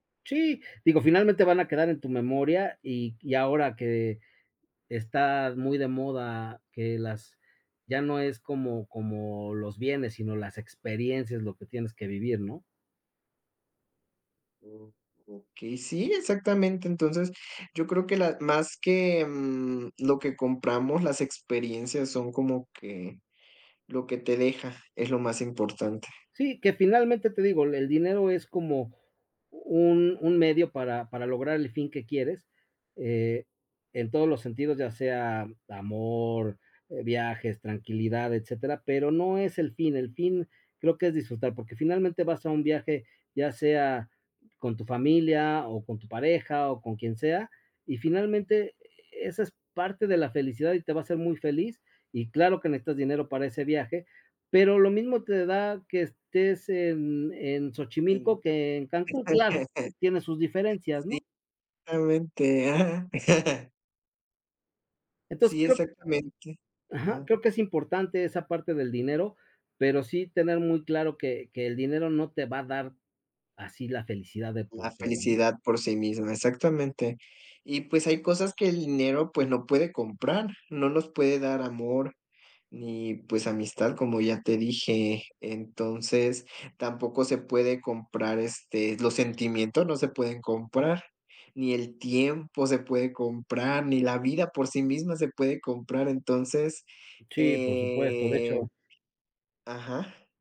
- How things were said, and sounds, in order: laugh; laughing while speaking: "realmente"; chuckle; drawn out: "eh"
- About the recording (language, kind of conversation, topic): Spanish, unstructured, ¿Crees que el dinero compra la felicidad?
- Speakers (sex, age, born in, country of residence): male, 30-34, Mexico, Mexico; male, 50-54, Mexico, Mexico